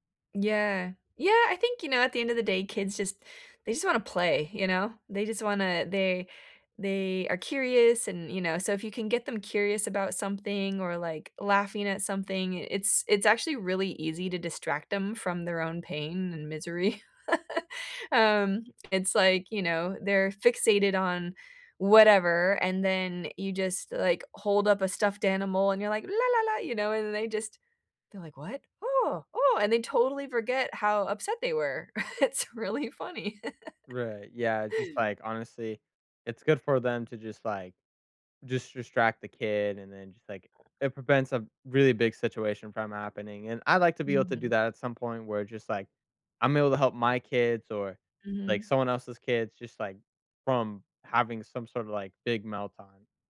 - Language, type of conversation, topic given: English, unstructured, What frustrates you most about airport security lines?
- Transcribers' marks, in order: tapping; laugh; humming a tune; chuckle; laughing while speaking: "It's really funny"; laugh; other background noise